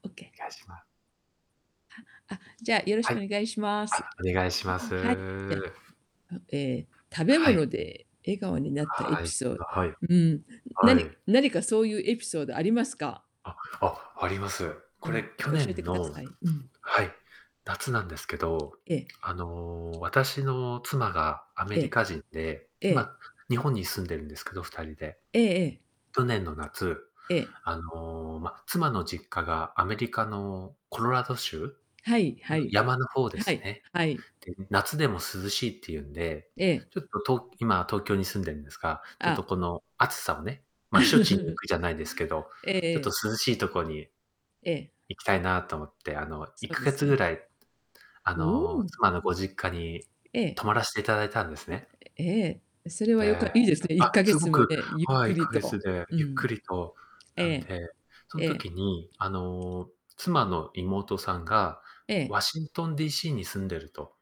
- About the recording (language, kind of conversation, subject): Japanese, unstructured, 食べ物をきっかけに笑顔になったエピソードを教えてください?
- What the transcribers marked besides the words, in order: tapping; other background noise; static; distorted speech; laugh; unintelligible speech